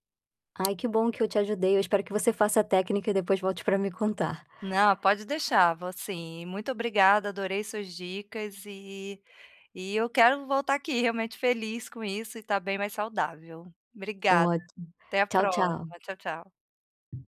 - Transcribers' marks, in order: tapping; other background noise
- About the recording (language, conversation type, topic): Portuguese, advice, Como posso equilibrar praticidade e saúde ao escolher alimentos?